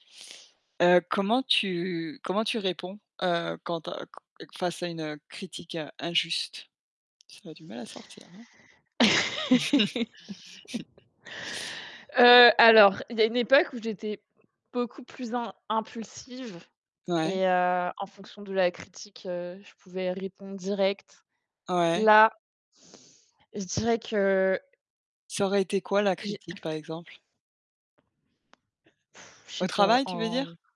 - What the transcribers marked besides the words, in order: laugh; chuckle; tapping; blowing
- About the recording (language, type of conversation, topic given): French, unstructured, Comment répondez-vous à une critique que vous jugez injuste ?